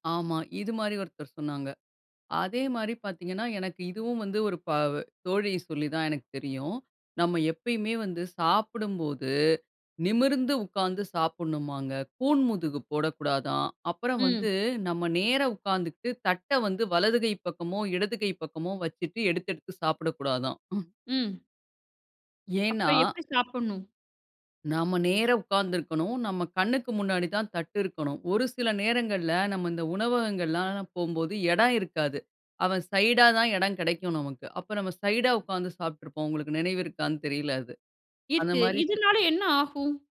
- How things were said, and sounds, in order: chuckle; other background noise
- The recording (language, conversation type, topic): Tamil, podcast, உணவு சாப்பிடும்போது கவனமாக இருக்க நீங்கள் பின்பற்றும் பழக்கம் என்ன?